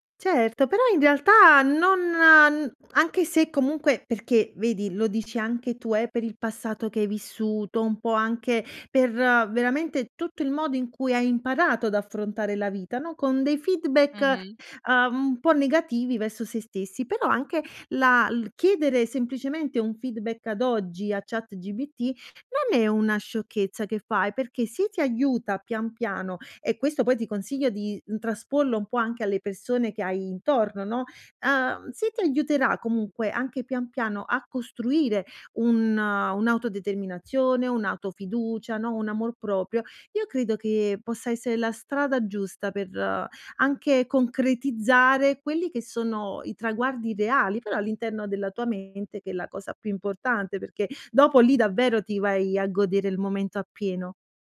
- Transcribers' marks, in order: in English: "feedback"; in English: "feedback"; "ChatGPT" said as "ChatGBT"
- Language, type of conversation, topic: Italian, advice, Come posso gestire la sindrome dell’impostore nonostante piccoli successi iniziali?